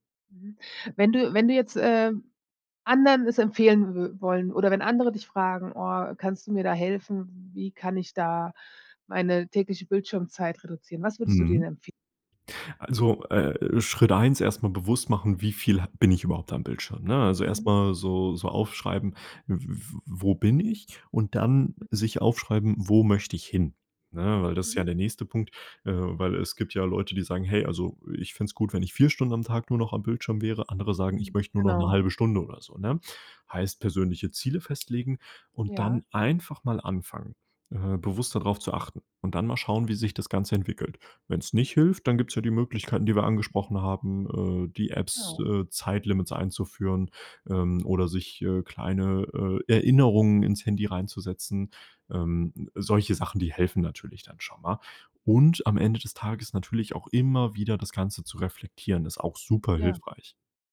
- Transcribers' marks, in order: stressed: "Und"
- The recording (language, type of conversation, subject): German, podcast, Wie gehst du mit deiner täglichen Bildschirmzeit um?